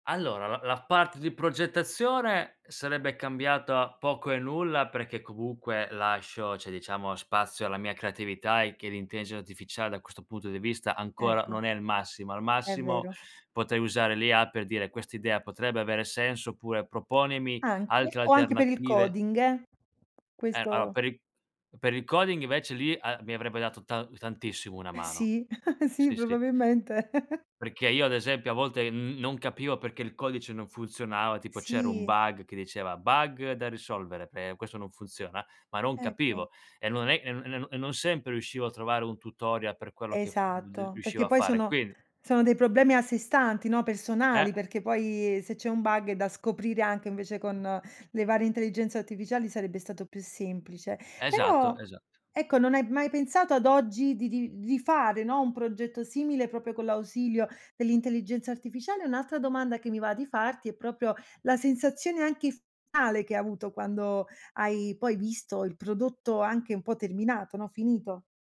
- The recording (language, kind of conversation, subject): Italian, podcast, Qual è stato il progetto più soddisfacente che hai realizzato?
- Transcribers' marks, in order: "cioè" said as "ceh"; laugh; laughing while speaking: "sì, probabilmente"; laugh; other background noise; "tutorial" said as "tutoria"